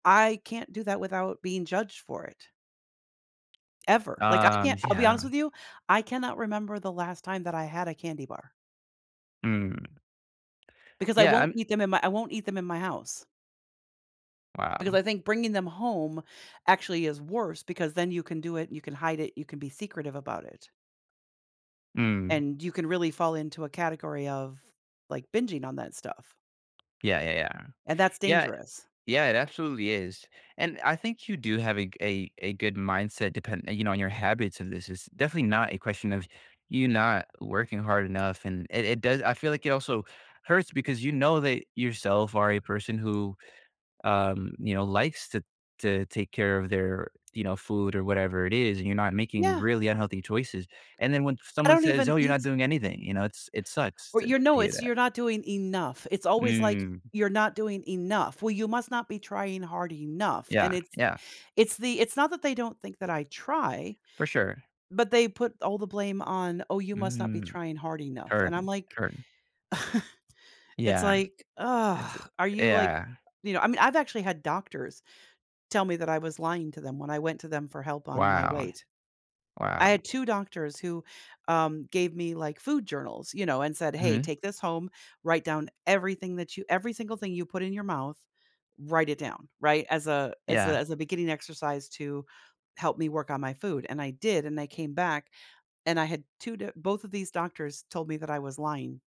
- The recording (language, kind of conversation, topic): English, advice, How can I stop feeling like I'm not enough?
- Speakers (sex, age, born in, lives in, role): female, 55-59, United States, United States, user; male, 20-24, Puerto Rico, United States, advisor
- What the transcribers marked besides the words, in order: other background noise; laugh